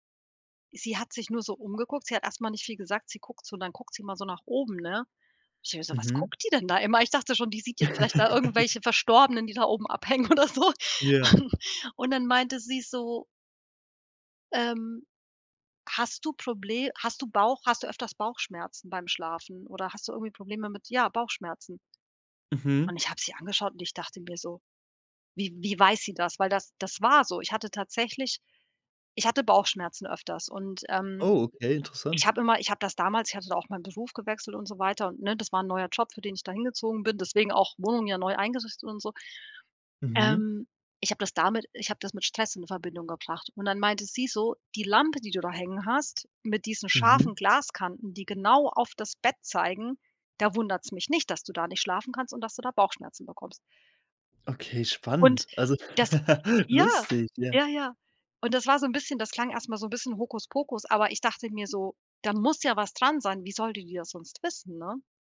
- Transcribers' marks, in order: chuckle; laughing while speaking: "oder so"; chuckle; other background noise; laugh
- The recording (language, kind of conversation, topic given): German, podcast, Was machst du, um dein Zuhause gemütlicher zu machen?